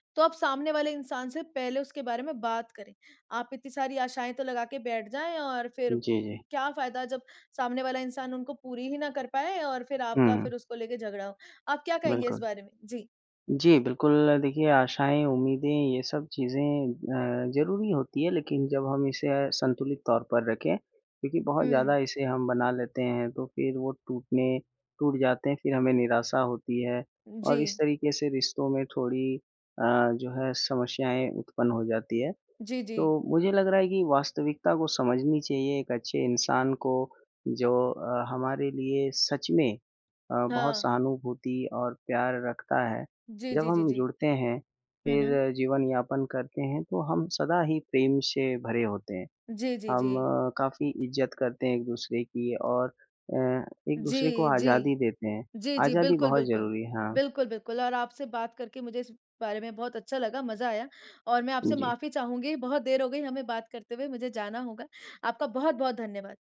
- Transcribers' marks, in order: none
- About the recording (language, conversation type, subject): Hindi, unstructured, प्यार में सबसे ज़रूरी बात क्या होती है?